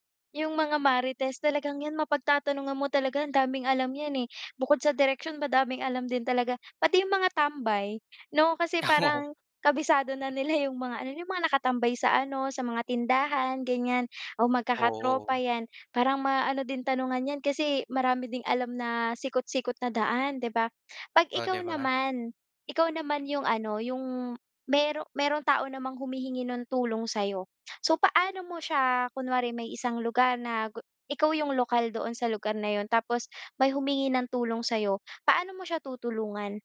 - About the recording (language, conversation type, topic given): Filipino, podcast, May kuwento ka ba tungkol sa isang taong tumulong sa iyo noong naligaw ka?
- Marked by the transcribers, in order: laugh